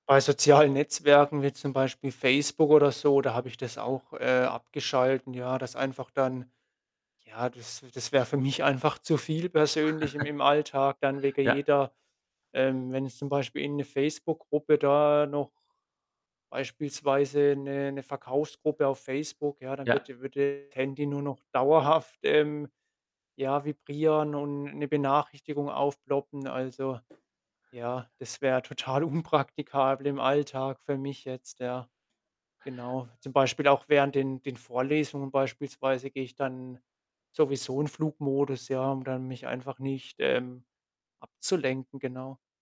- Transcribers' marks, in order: chuckle; distorted speech; tapping; laughing while speaking: "unpraktikabel"
- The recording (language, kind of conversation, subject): German, podcast, Wie gehst du mit ständigen Benachrichtigungen um?